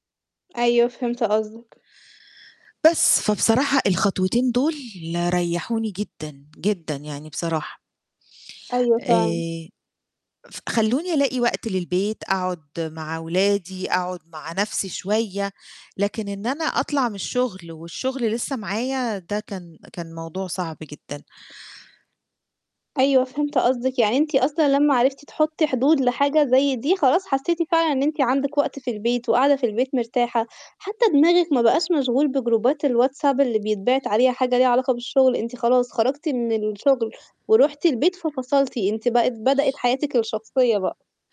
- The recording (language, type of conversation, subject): Arabic, podcast, إزاي نقدر نحط حدود واضحة بين الشغل والبيت في زمن التكنولوجيا؟
- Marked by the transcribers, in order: other background noise; in English: "بجروبات"